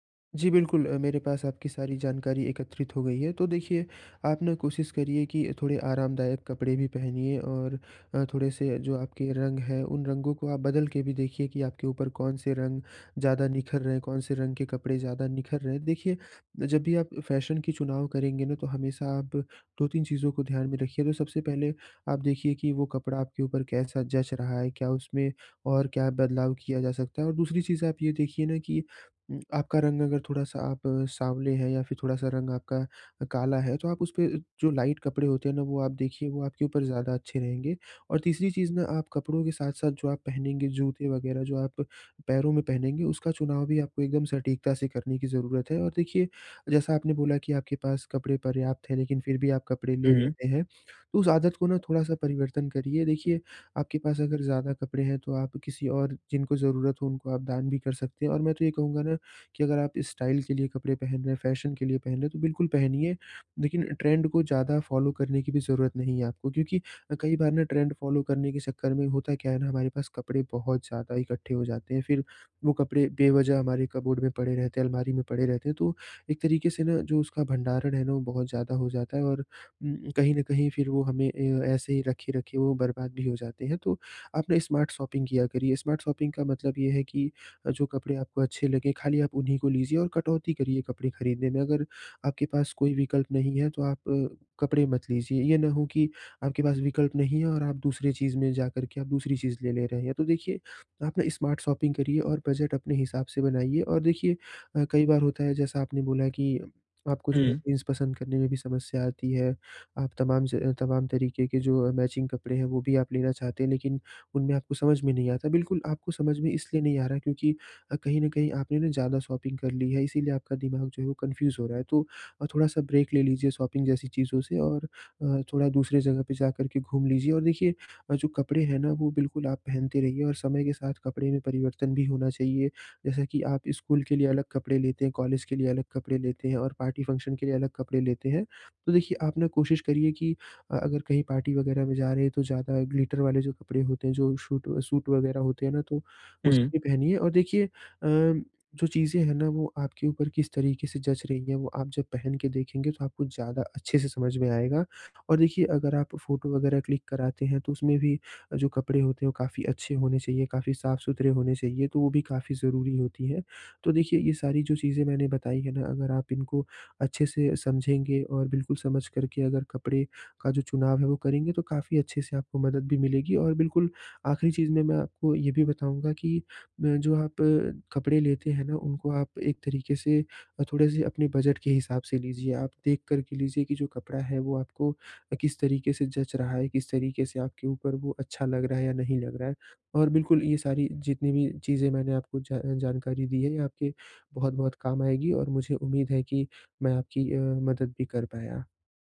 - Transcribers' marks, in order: tapping; in English: "लाइट"; in English: "स्टाइल"; in English: "ट्रेंड"; in English: "फ़ॉलो"; in English: "ट्रेंड फ़ॉलो"; in English: "कपबोर्ड"; in English: "स्मार्ट शॉपिंग"; in English: "स्मार्ट शॉपिंग"; in English: "स्मार्ट शॉपिंग"; in English: "मैचिंग"; in English: "शॉपिंग"; in English: "कन्फ्यूज़"; in English: "ब्रेक"; in English: "शॉपिंग"; in English: "पार्टी, फंक्शन"; in English: "पार्टी"; in English: "ग्लिटर"
- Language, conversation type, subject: Hindi, advice, कपड़े और फैशन चुनने में मुझे मुश्किल होती है—मैं कहाँ से शुरू करूँ?